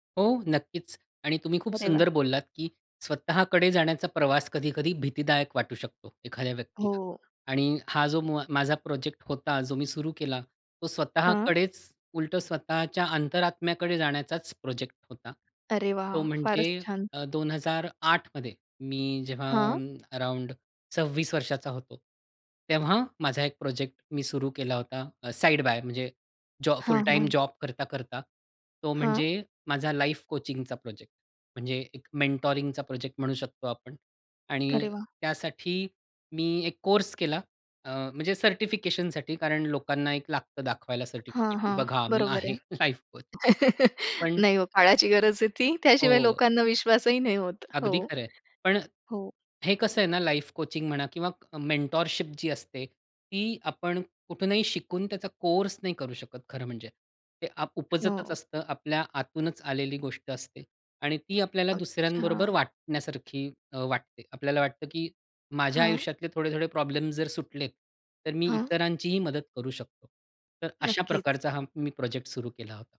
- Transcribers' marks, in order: tapping; other background noise; in English: "साइड बाय"; in English: "लाईफ"; in English: "मेन्टॉरिंगचा"; chuckle; laughing while speaking: "नाही ओ. काळाची गरज आहे ती. त्याशिवाय लोकांना"; chuckle; in English: "लाईफ"; laughing while speaking: "लाईफ"; in English: "लाईफ"; in English: "मेंटरशिप"
- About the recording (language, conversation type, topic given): Marathi, podcast, या उपक्रमामुळे तुमच्या आयुष्यात नेमका काय बदल झाला?